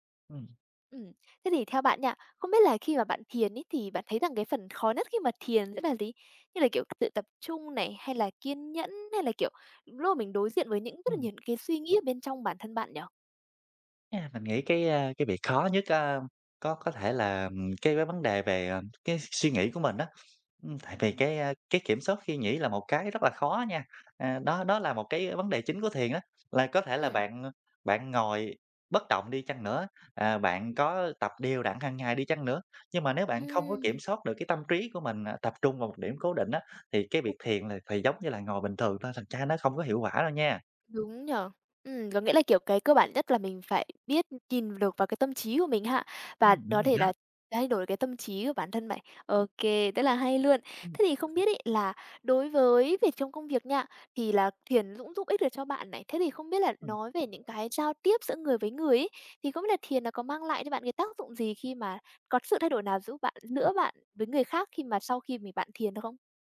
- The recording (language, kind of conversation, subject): Vietnamese, podcast, Thiền giúp bạn quản lý căng thẳng như thế nào?
- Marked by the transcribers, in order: other background noise; tapping